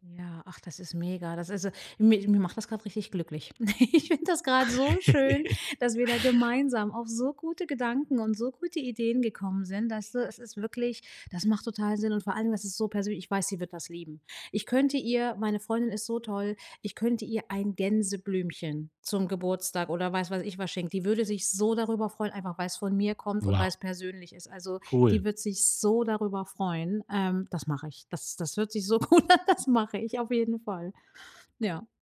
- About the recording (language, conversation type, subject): German, advice, Welche persönlichen, durchdachten Geschenkideen eignen sich für jemanden, der schwer zu beschenken ist?
- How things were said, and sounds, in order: chuckle; laughing while speaking: "Ich"; laugh; stressed: "so"; laughing while speaking: "so gut an"